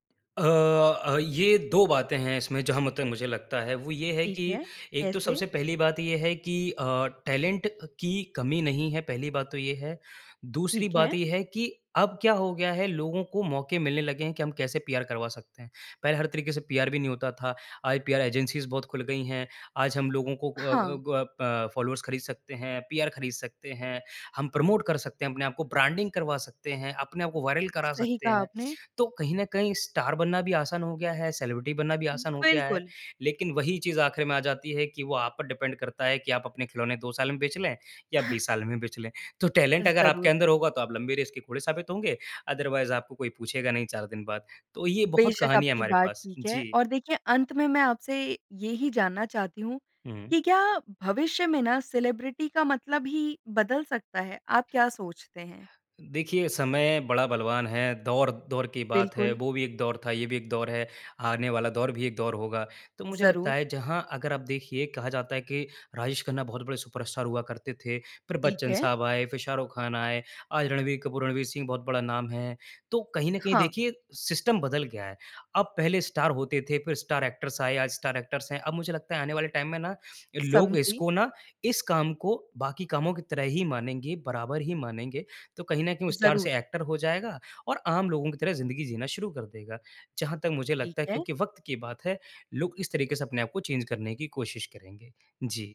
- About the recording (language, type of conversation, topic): Hindi, podcast, सोशल मीडिया ने सेलिब्रिटी संस्कृति को कैसे बदला है, आपके विचार क्या हैं?
- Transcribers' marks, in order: in English: "टैलेंट"; in English: "पीआर"; in English: "पीआर"; in English: "पीआर एजेंसीज़"; in English: "पीआर"; in English: "प्रोमोट"; in English: "ब्रांडिंग"; in English: "वायरल"; in English: "सेलिब्रिटी"; in English: "डिपेंड"; in English: "टैलेंट"; in English: "अदरवाइज़"; in English: "सेलिब्रिटी"; other noise; in English: "सिस्टम"; in English: "स्टार एक्टर्स"; in English: "स्टार एक्टर्स"; in English: "टाइम"; in English: "एक्टर"; in English: "चेंज़"